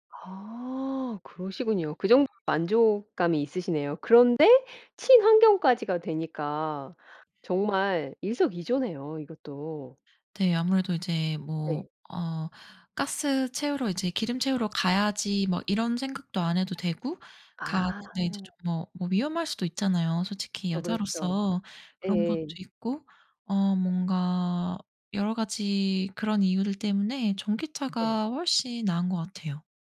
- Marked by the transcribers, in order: tapping
- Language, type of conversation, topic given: Korean, podcast, 일상에서 실천하는 친환경 습관이 무엇인가요?